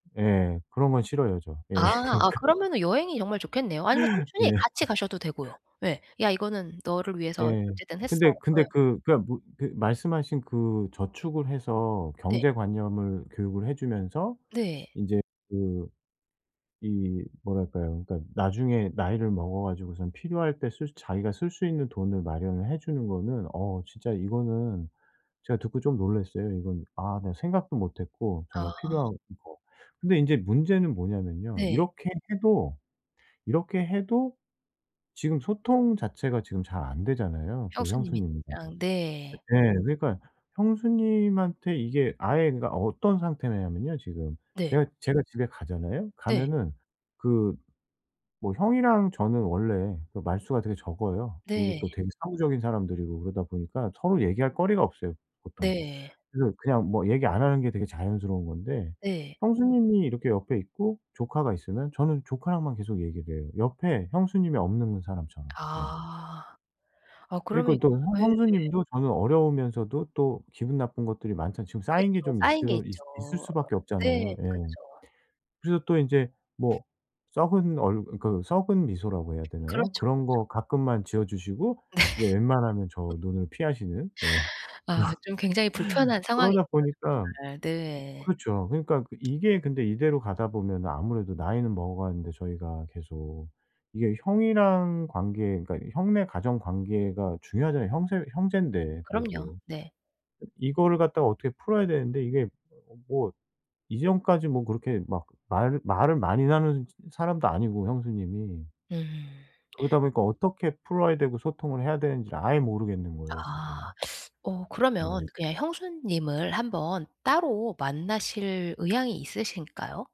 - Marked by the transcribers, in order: laughing while speaking: "예. 그러니까"; other background noise; laughing while speaking: "예"; laugh; tapping; laughing while speaking: "네"; laugh; laughing while speaking: "그런"
- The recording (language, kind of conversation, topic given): Korean, advice, 가족 내 반복되는 갈등을 멈추기 위해 건강한 소통 방식을 어떻게 구축할 수 있을까요?